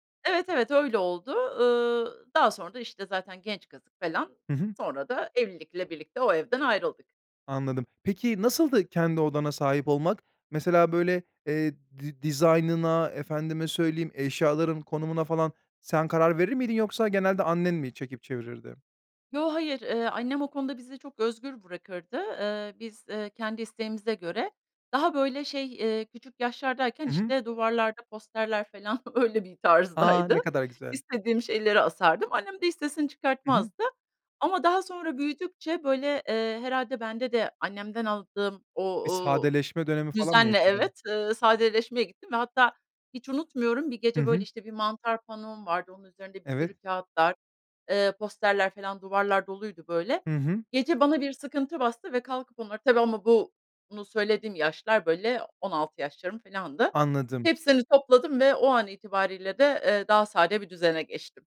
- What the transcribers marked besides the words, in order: laughing while speaking: "öyle bir tarzdaydı"
- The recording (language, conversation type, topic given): Turkish, podcast, Sıkışık bir evde düzeni nasıl sağlayabilirsin?